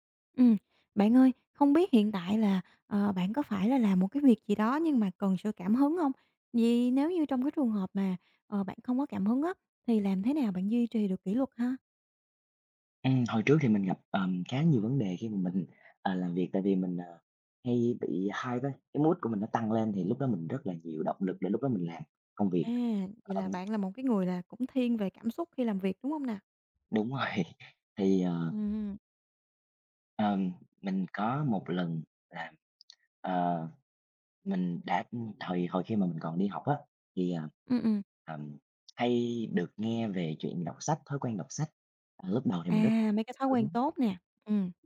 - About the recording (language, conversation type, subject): Vietnamese, podcast, Làm sao bạn duy trì kỷ luật khi không có cảm hứng?
- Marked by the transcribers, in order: tapping; other background noise; in English: "hyper"; in English: "mood"; laughing while speaking: "rồi"